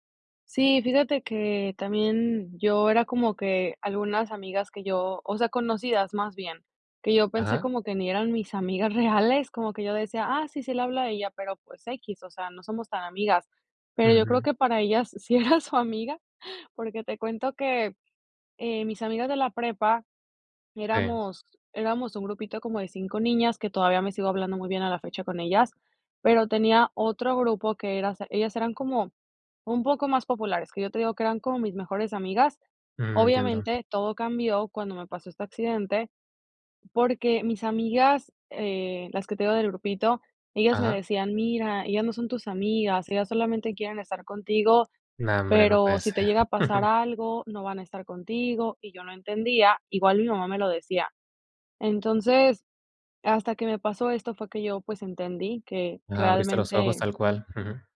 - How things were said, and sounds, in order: laughing while speaking: "reales"; laughing while speaking: "sí era su amiga"; chuckle
- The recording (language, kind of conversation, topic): Spanish, podcast, ¿Cómo afecta a tus relaciones un cambio personal profundo?